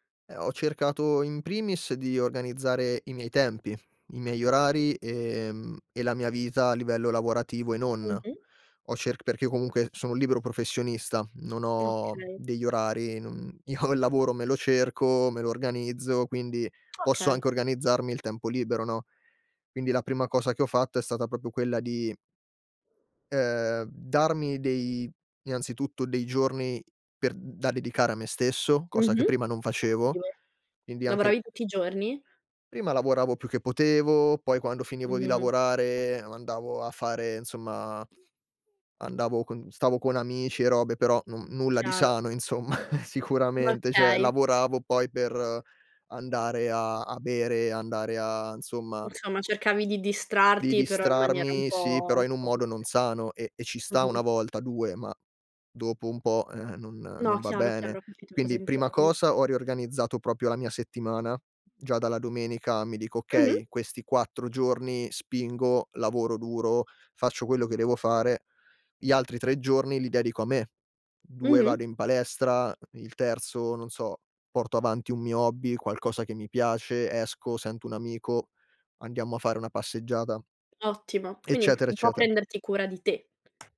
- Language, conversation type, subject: Italian, podcast, Raccontami di un momento che ti ha cambiato dentro?
- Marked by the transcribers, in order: laughing while speaking: "io"; other background noise; tapping; "insomma" said as "nsomma"; laughing while speaking: "insomma, sicuramente"; "cioè" said as "ceh"; "insomma" said as "nzomma"; unintelligible speech